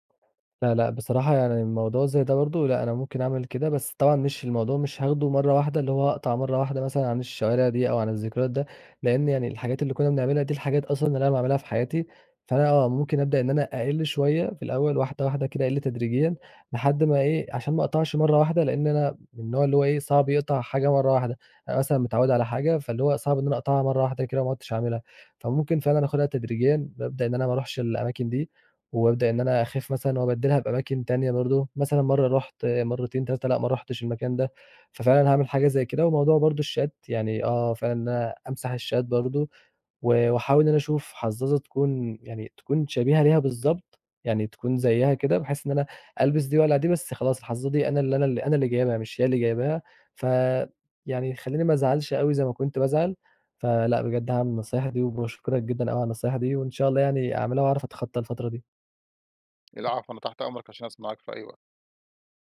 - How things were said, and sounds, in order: other background noise; in English: "الشات"; in English: "الشات"; tapping
- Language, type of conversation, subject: Arabic, advice, إزاي أقدر أتعامل مع ألم الانفصال المفاجئ وأعرف أكمّل حياتي؟